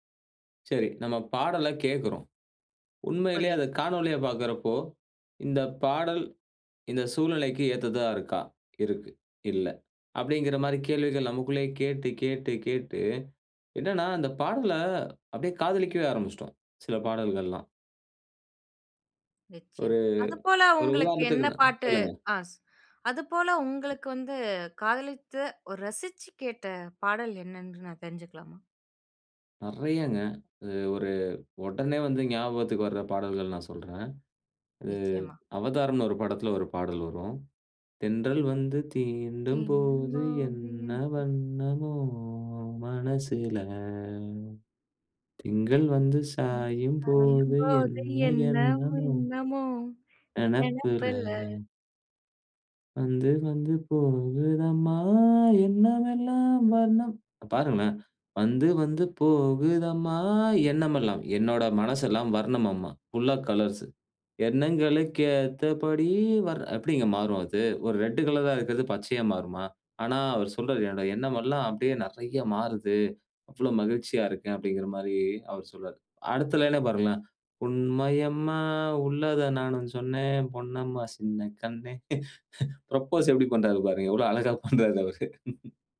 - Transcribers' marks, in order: "என்னன்னு" said as "என்னன்று"; unintelligible speech; other background noise; singing: "தென்றல் வந்து தீண்டும் போது என்ன … போது என்ன என்னமோ"; singing: "சாயும்போது என்ன வண்ணமோ நெனப்புல"; inhale; singing: "நெனப்புல"; singing: "வந்து, வந்து போகுதம்மா எண்ணமெல்லாம் வர்ணம்"; singing: "எண்ணங்களுக்கு ஏத்தபடி"; singing: "உண்மையம்மா உள்ளத நானும் சொன்னேன். பொன்னம்மா சின்ன கண்ணே"; laugh; in English: "ஃபுரப்போஸ்"; laughing while speaking: "எவ்ளோ அழகா பண்றாரு அவரு"; laugh
- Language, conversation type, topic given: Tamil, podcast, வயது அதிகரிக்கும்போது இசை ரசனை எப்படி மாறுகிறது?